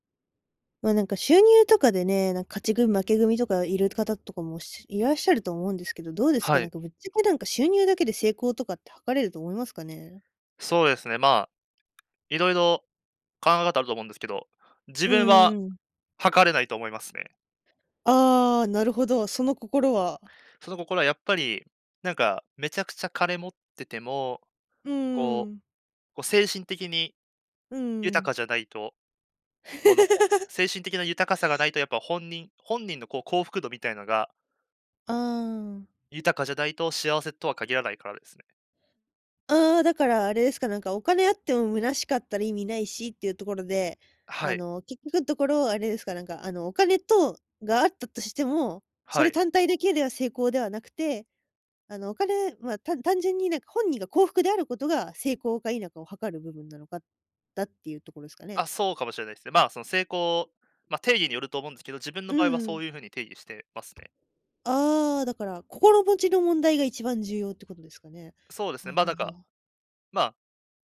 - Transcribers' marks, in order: tapping; laugh
- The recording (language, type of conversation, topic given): Japanese, podcast, ぶっちゃけ、収入だけで成功は測れますか？